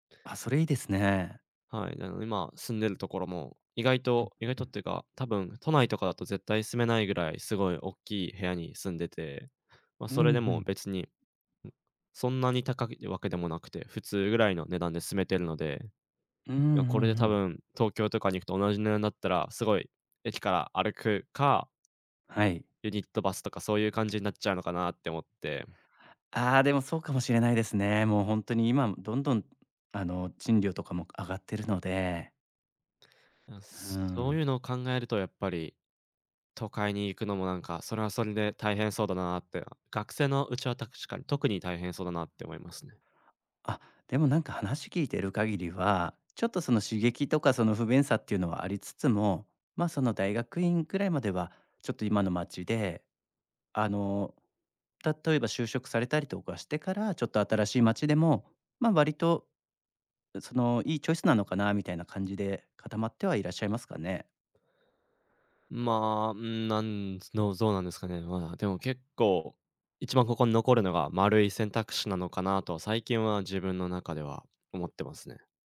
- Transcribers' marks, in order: other background noise; "確か" said as "たくしか"
- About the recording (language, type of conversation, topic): Japanese, advice, 引っ越して新しい街で暮らすべきか迷っている理由は何ですか？